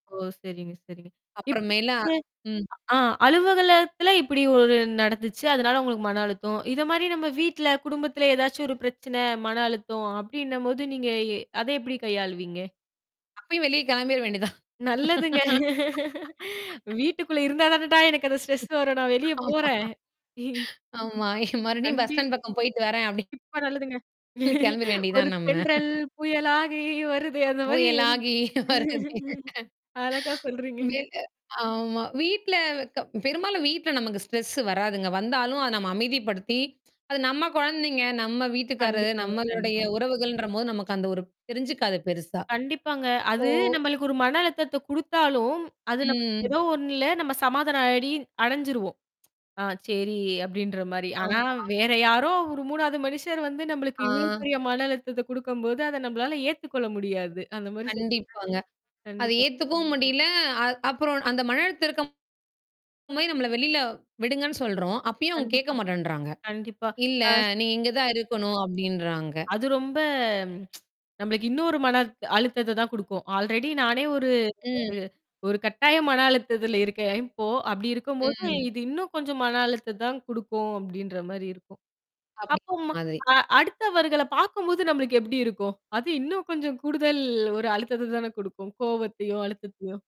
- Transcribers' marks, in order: distorted speech; unintelligible speech; static; laughing while speaking: "நல்லதுங்க. வீட்டுக்குள்ள இருந்தா தானடா எனக்கு அந்த ஸ்ட்ரெஸ் வரும். நான் வெளிய போறேன்"; laugh; in English: "ஸ்ட்ரெஸ்"; laughing while speaking: "ஆ! ஆமா. மறுபடியும் பஸ் ஸ்டாண்ட் பக்கம் போயிட்டு வரேன் அப்படின்னு"; laughing while speaking: "கிளம்பிர வேண்டியதுதான் நம்ம"; laughing while speaking: "ஒரு தென்றல் புயல் ஆகி வருதே அந்த மாரி"; singing: "ஒரு தென்றல் புயல் ஆகி வருதே அந்த மாரி"; laughing while speaking: "புயலாகி வருதே"; in English: "ஸ்ட்ரெஸ்"; tapping; drawn out: "இப்போ"; other noise; tsk; in English: "ஆல்ரெடி"; mechanical hum
- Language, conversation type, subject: Tamil, podcast, அழுத்தம் வந்தால் அதை நீங்கள் பொதுவாக எப்படி சமாளிப்பீர்கள்?